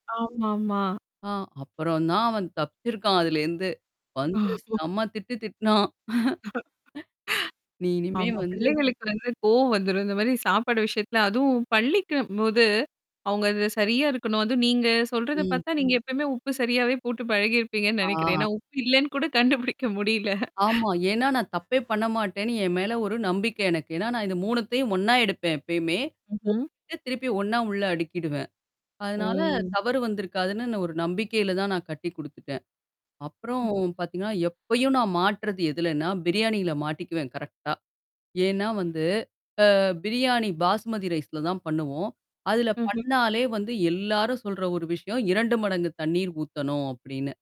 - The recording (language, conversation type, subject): Tamil, podcast, சமையலில் தவறு நடந்தால் நீங்கள் அதை எப்படிச் சரிசெய்து மீள்கிறீர்கள்?
- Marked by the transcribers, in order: static; other background noise; chuckle; distorted speech; chuckle; laughing while speaking: "ஆமா. பிள்ளைகளுக்கு வந்து கோவம் வந்துரும்"; chuckle; tapping; laughing while speaking: "இல்லன்னு கூட கண்டுபிடிக்க முடில"; other noise